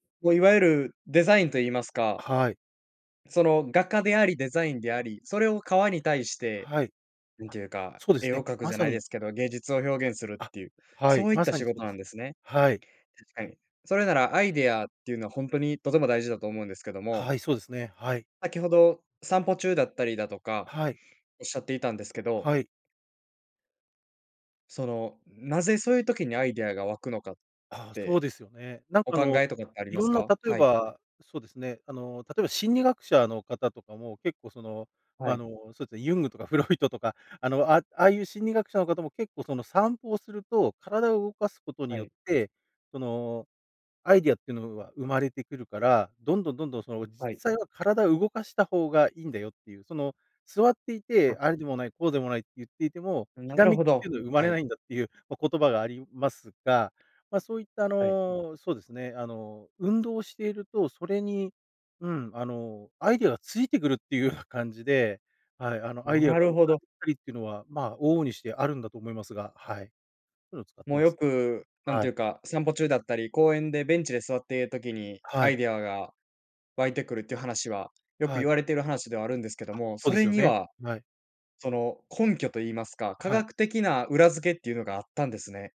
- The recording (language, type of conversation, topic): Japanese, podcast, 創作のアイデアは普段どこから湧いてくる？
- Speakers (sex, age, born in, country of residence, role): male, 20-24, Japan, Japan, host; male, 40-44, Japan, Japan, guest
- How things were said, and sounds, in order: laughing while speaking: "フロイトとか"